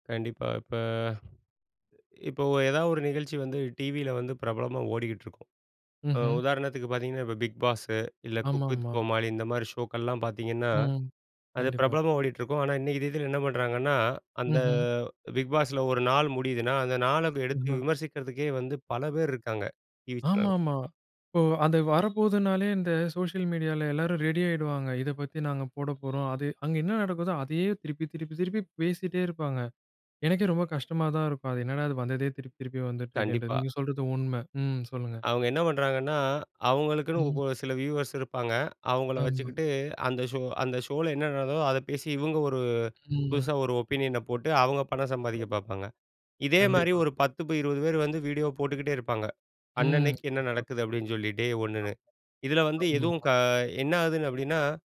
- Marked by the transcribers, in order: in English: "பிக் பாஸு"; in English: "'குக் வித்"; in English: "பிக் பாஸில"; horn; in English: "சோசியல் மீடியால"; in English: "வியூவர்ஸ்"; in English: "ஒப்பீனியன"; unintelligible speech; unintelligible speech; other noise
- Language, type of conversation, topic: Tamil, podcast, சமூக ஊடகங்கள் தொலைக்காட்சி நிகழ்ச்சிகளை எப்படிப் பாதிக்கின்றன?